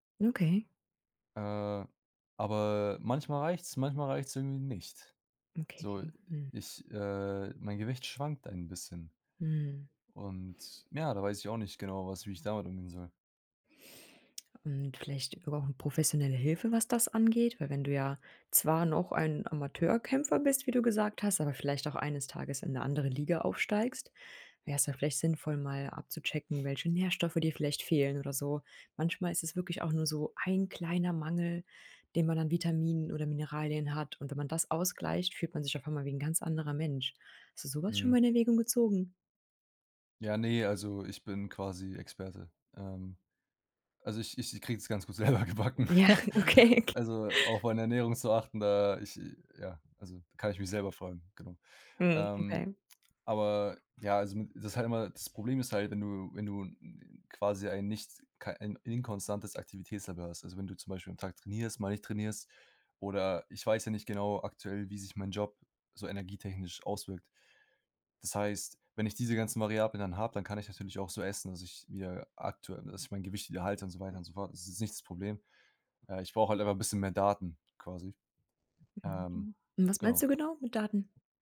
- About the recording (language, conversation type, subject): German, advice, Wie bemerkst du bei dir Anzeichen von Übertraining und mangelnder Erholung, zum Beispiel an anhaltender Müdigkeit?
- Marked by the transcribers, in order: laughing while speaking: "selber gebacken"; chuckle; laughing while speaking: "Ja, okay"; chuckle; other noise